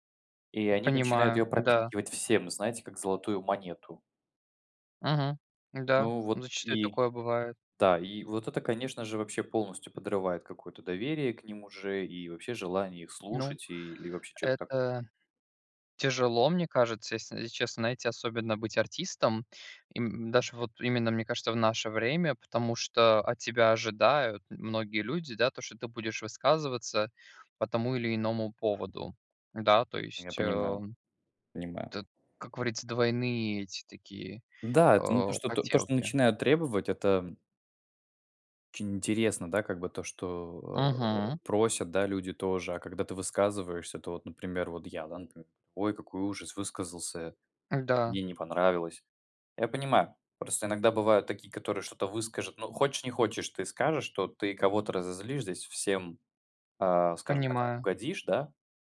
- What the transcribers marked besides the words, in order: other noise; tapping; other background noise; "Конечно" said as "нечно"
- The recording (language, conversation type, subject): Russian, unstructured, Стоит ли бойкотировать артиста из-за его личных убеждений?